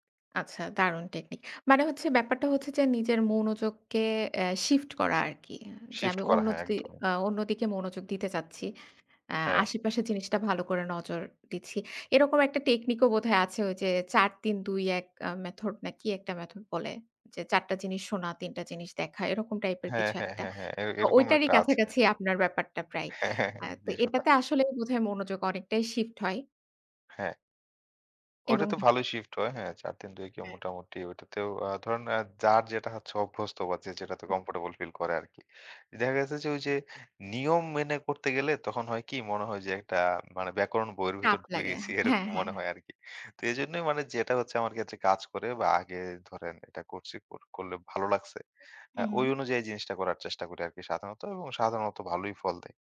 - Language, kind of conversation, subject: Bengali, podcast, খারাপ দিনের পর আপনি কীভাবে নিজেকে শান্ত করেন?
- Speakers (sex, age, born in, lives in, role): female, 30-34, Bangladesh, Bangladesh, host; male, 25-29, Bangladesh, Bangladesh, guest
- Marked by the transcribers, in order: laughing while speaking: "হ্যাঁ, হ্যাঁ"; other background noise; laughing while speaking: "এরকম মনে হয় আরকি"